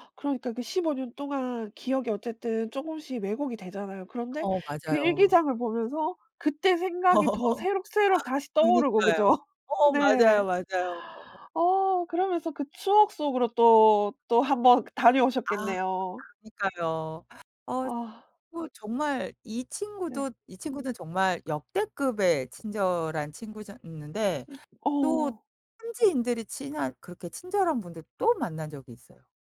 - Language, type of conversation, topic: Korean, podcast, 여행 중에 만난 친절한 사람에 대한 이야기를 들려주실 수 있나요?
- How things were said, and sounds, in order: other background noise; laugh; laugh; background speech; sigh; tapping